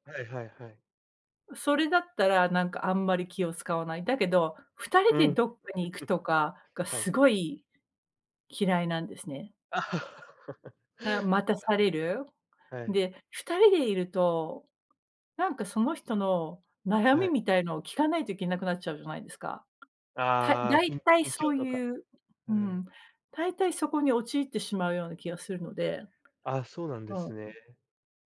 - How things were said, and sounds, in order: laugh; laugh; other background noise
- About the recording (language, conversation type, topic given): Japanese, unstructured, 最近、自分が成長したと感じたことは何ですか？